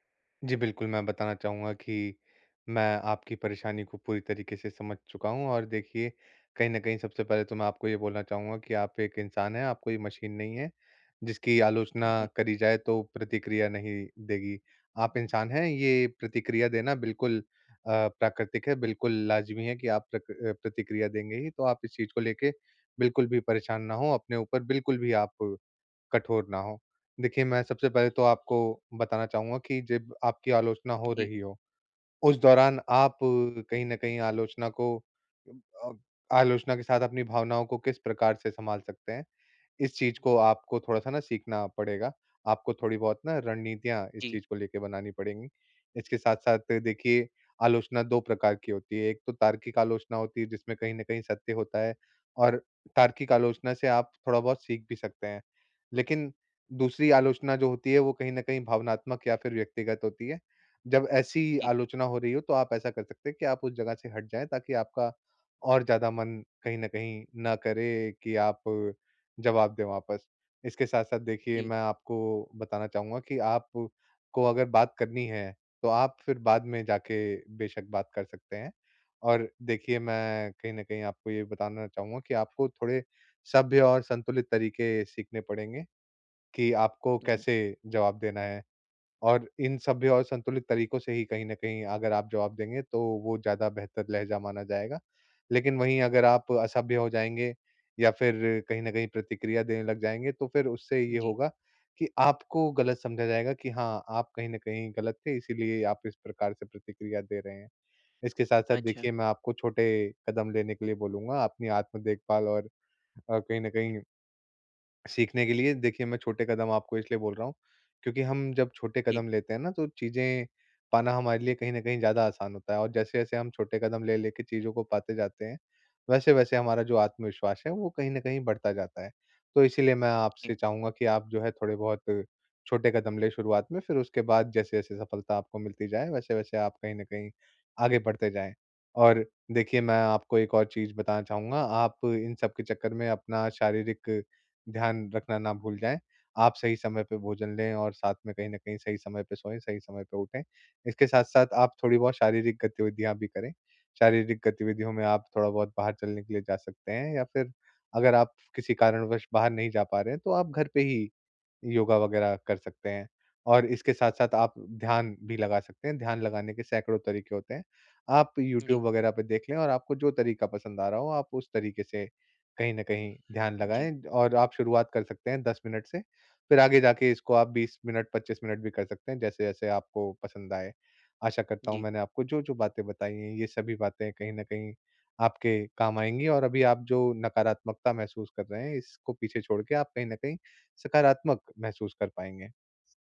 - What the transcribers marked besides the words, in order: none
- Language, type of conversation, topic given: Hindi, advice, मैं आलोचना के दौरान शांत रहकर उससे कैसे सीख सकता/सकती हूँ और आगे कैसे बढ़ सकता/सकती हूँ?